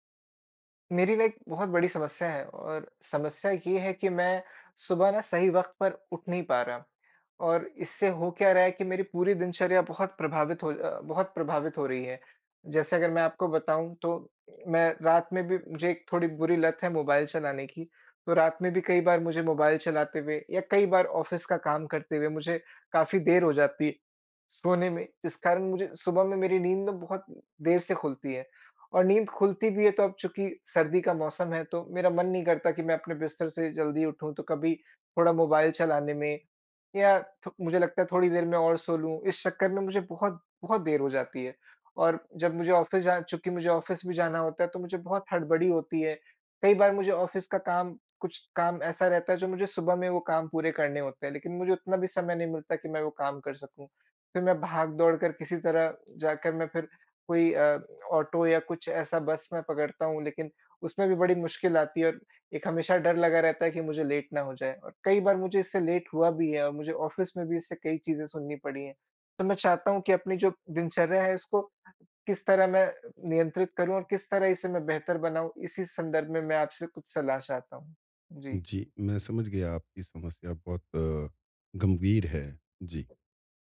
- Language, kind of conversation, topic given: Hindi, advice, तेज़ और प्रभावी सुबह की दिनचर्या कैसे बनाएं?
- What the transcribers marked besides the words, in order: in English: "लाइक"; in English: "ऑफिस"; in English: "ऑफिस"; in English: "ऑफिस"; in English: "ऑफिस"; in English: "लेट"; in English: "लेट"; in English: "ऑफिस"